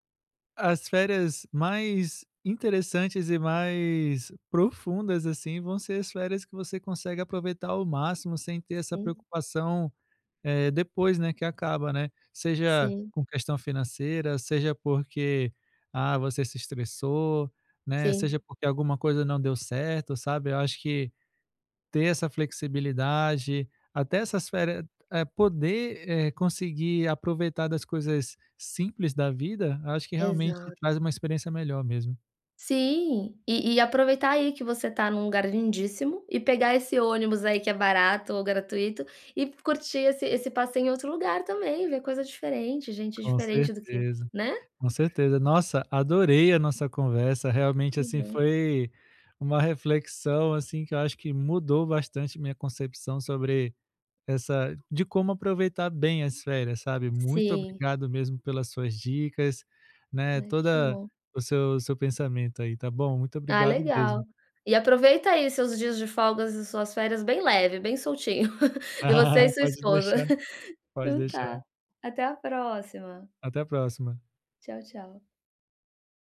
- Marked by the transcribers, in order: tapping; other background noise; chuckle
- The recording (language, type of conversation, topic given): Portuguese, advice, Como posso aproveitar ao máximo minhas férias curtas e limitadas?